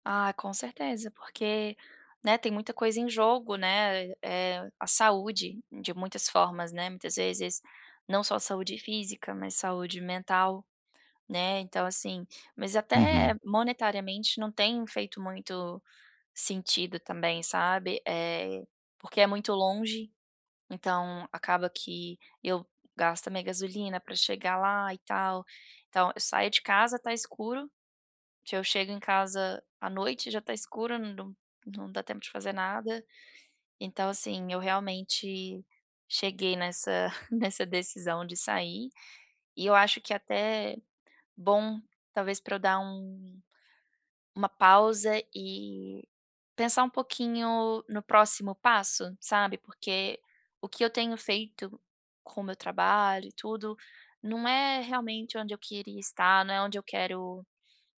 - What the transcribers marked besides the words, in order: tapping; other background noise; chuckle
- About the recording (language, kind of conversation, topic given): Portuguese, advice, Como posso encontrar tempo para as minhas paixões numa agenda ocupada?